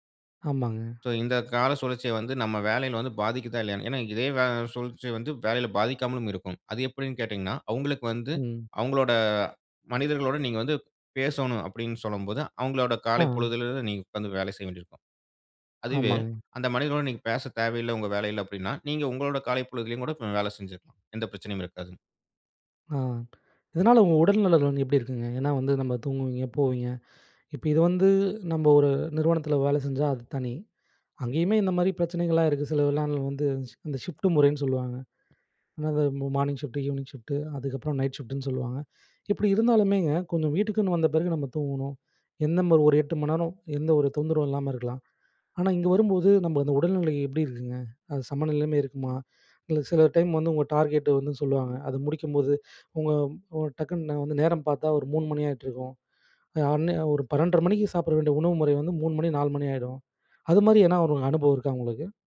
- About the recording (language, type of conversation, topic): Tamil, podcast, மெய்நிகர் வேலை உங்கள் சமநிலைக்கு உதவுகிறதா, அல்லது அதை கஷ்டப்படுத்துகிறதா?
- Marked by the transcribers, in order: "பேசணும்" said as "பேசோணும்"; in English: "மார்னிங் ஷிஃப்ட்டு, ஈவினிங் ஷிஃப்ட்"; other background noise; in English: "நைட் ஷிஃப்ட்ன்னு"; in English: "டார்கெட்"; anticipating: "அதுமாரி எதுனா ஒரு அனுபவம் இருக்கா உங்களுக்கு?"